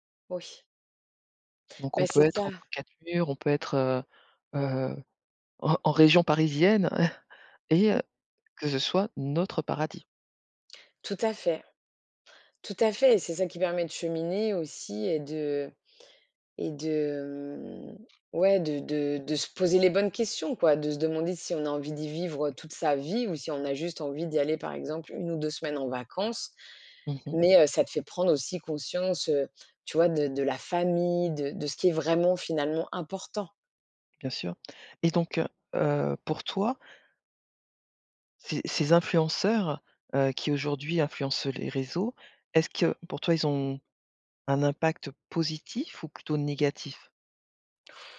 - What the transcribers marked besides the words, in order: chuckle; other background noise; stressed: "notre paradis"; tapping; stressed: "positif"
- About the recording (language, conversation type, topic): French, podcast, Comment les réseaux sociaux influencent-ils nos envies de changement ?